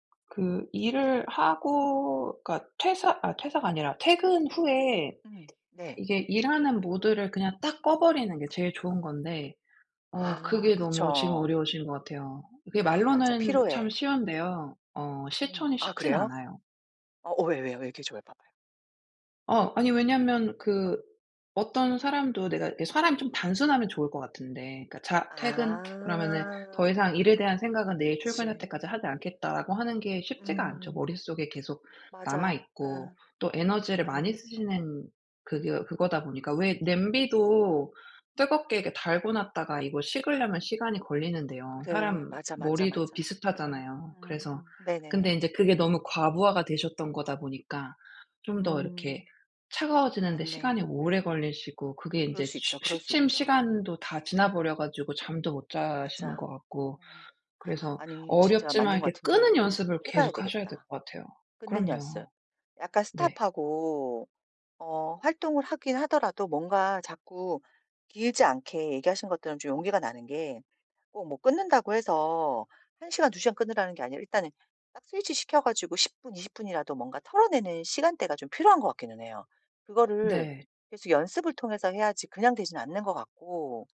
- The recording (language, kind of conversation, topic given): Korean, advice, 만성 피로를 줄이기 위해 일상에서 에너지 관리를 어떻게 시작할 수 있을까요?
- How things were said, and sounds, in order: other background noise